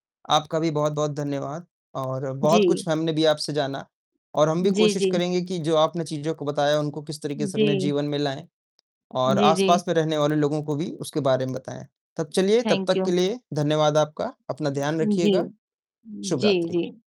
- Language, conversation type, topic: Hindi, unstructured, प्लास्टिक प्रदूषण से प्रकृति को कितना नुकसान होता है?
- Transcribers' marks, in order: distorted speech; static; in English: "थैंक यू"